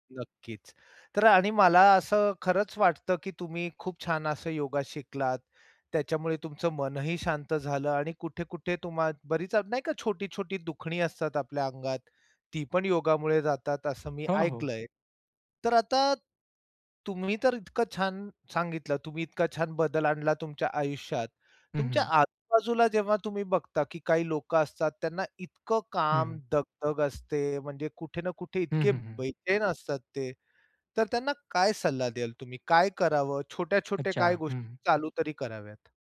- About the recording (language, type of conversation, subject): Marathi, podcast, मन शांत ठेवण्यासाठी तुम्ही रोज कोणती सवय जपता?
- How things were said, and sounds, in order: tapping